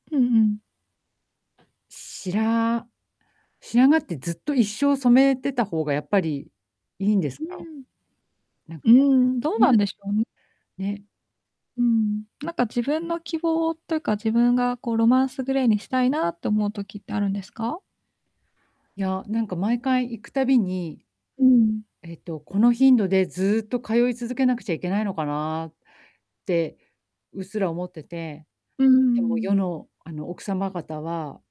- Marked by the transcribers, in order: distorted speech; unintelligible speech
- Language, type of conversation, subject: Japanese, advice, 限られた予算の中でおしゃれに見せるには、どうすればいいですか？